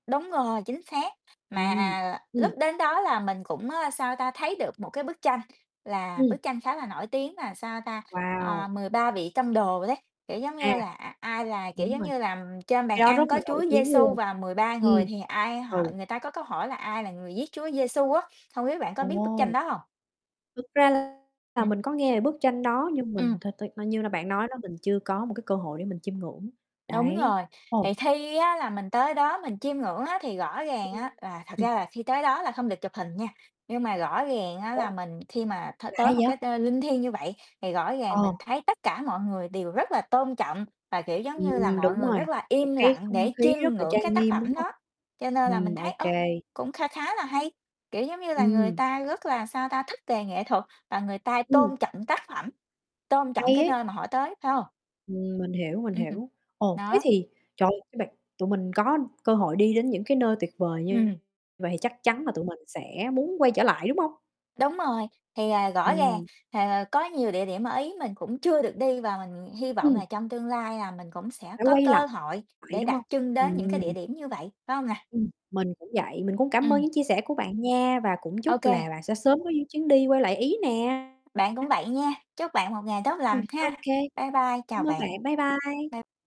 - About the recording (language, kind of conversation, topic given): Vietnamese, unstructured, Bạn đã từng có chuyến đi nào khiến bạn bất ngờ chưa?
- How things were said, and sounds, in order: other background noise; tapping; distorted speech